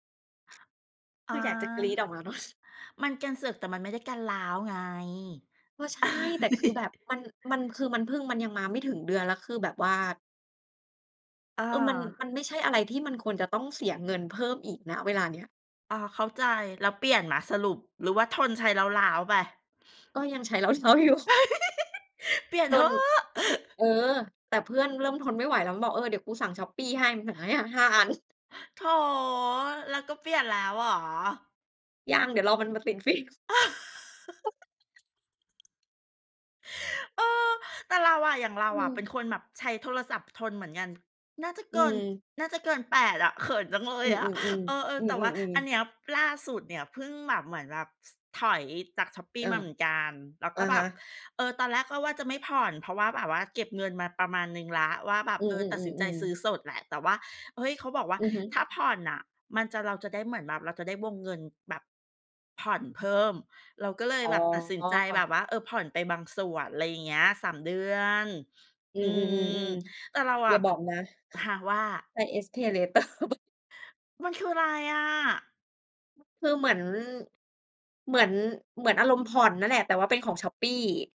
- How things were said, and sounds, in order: other background noise; chuckle; chuckle; laughing while speaking: "ร้าว ๆ อยู่"; other noise; giggle; stressed: "เถอะ"; laughing while speaking: "ฟิล์ม"; chuckle; tapping; laughing while speaking: "SPayLater"
- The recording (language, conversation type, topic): Thai, unstructured, คุณคิดว่าเพราะเหตุใดคนส่วนใหญ่จึงมีปัญหาการเงินบ่อยครั้ง?